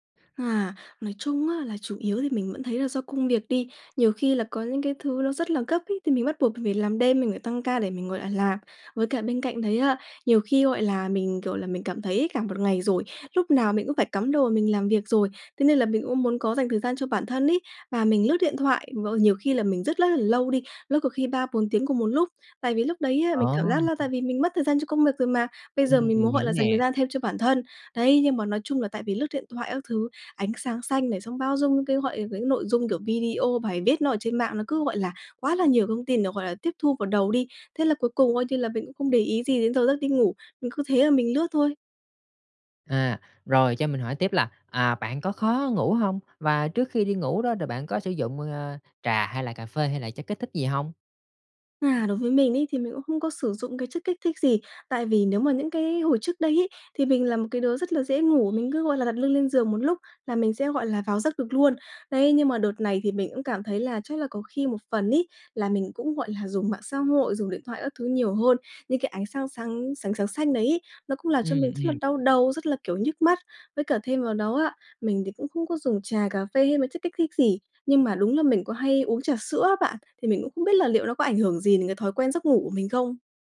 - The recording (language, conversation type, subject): Vietnamese, advice, Vì sao tôi không thể duy trì thói quen ngủ đúng giờ?
- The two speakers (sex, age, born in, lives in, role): female, 20-24, Vietnam, Vietnam, user; male, 30-34, Vietnam, Vietnam, advisor
- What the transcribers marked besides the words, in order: horn